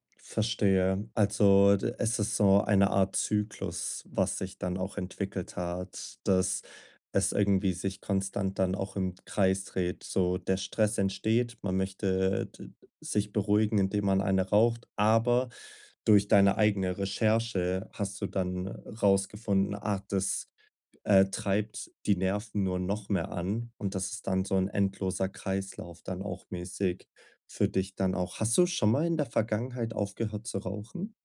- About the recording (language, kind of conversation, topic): German, advice, Wie kann ich mit starken Gelüsten umgehen, wenn ich gestresst bin?
- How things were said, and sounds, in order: none